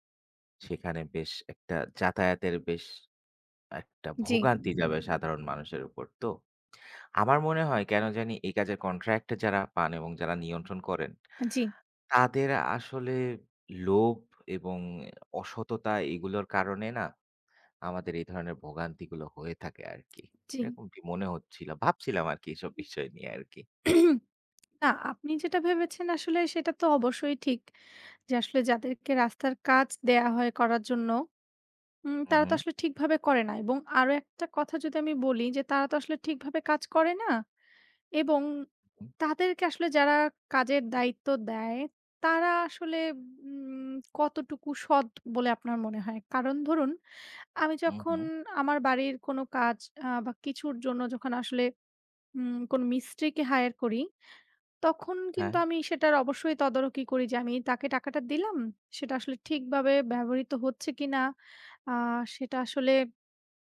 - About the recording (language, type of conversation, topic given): Bengali, unstructured, রাজনীতিতে সৎ নেতৃত্বের গুরুত্ব কেমন?
- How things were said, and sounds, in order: throat clearing; in English: "hire"